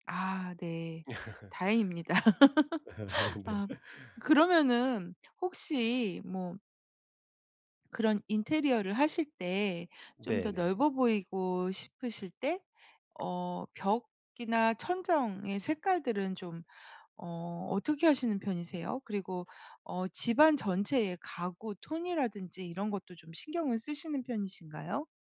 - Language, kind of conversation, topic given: Korean, podcast, 작은 집이 더 넓어 보이게 하려면 무엇이 가장 중요할까요?
- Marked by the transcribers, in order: laugh; laugh